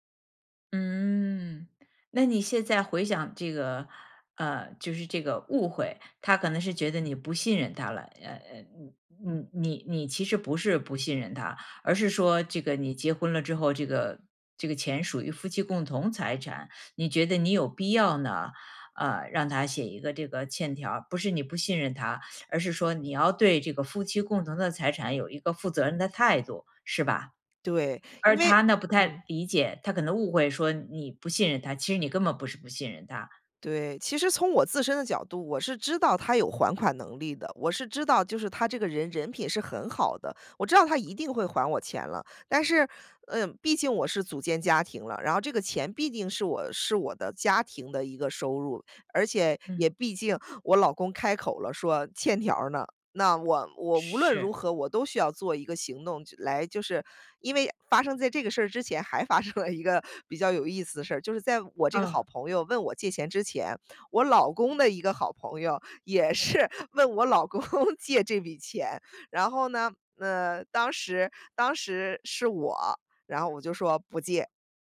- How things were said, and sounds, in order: teeth sucking; tapping; laughing while speaking: "一个"; laughing while speaking: "也是问我老公借这笔钱"
- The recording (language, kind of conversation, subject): Chinese, podcast, 遇到误会时你通常怎么化解？